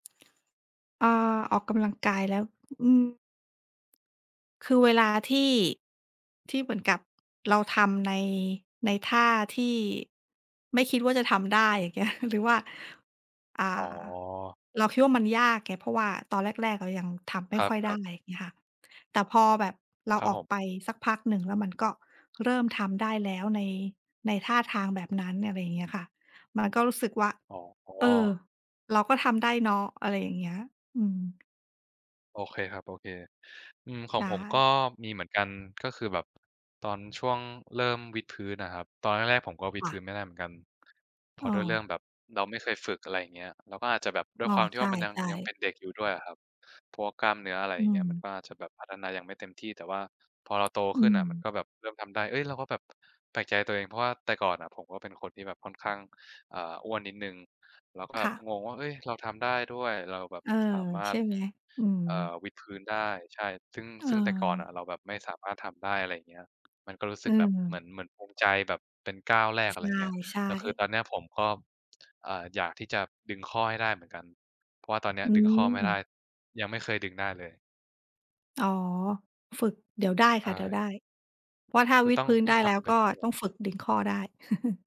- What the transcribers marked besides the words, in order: tapping; laughing while speaking: "เงี้ย"; other background noise; chuckle
- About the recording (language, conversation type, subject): Thai, unstructured, คุณคิดว่าการออกกำลังกายแบบไหนทำให้คุณมีความสุขที่สุด?